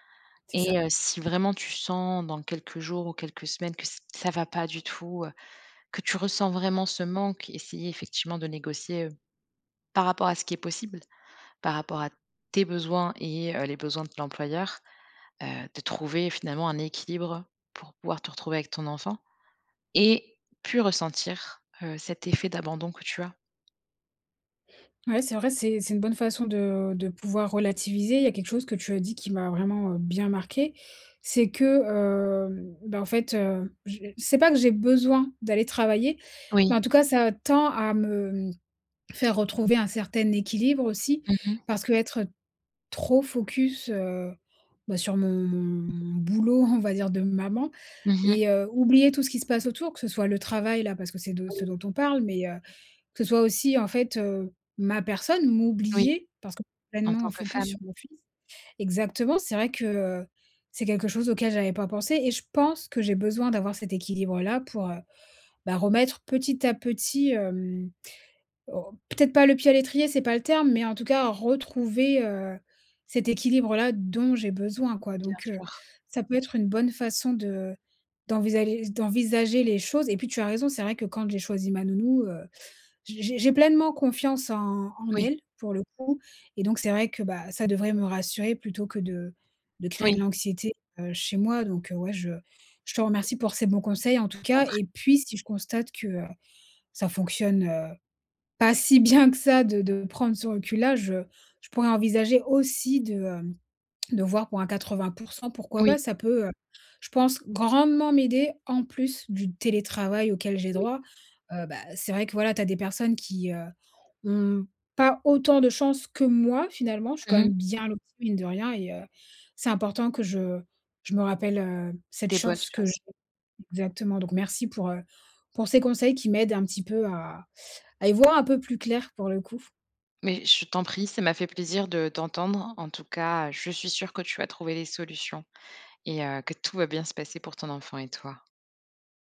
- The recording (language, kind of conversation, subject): French, advice, Comment s’est passé votre retour au travail après un congé maladie ou parental, et ressentez-vous un sentiment d’inadéquation ?
- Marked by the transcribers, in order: other background noise; stressed: "tes"; stressed: "et"; stressed: "besoin"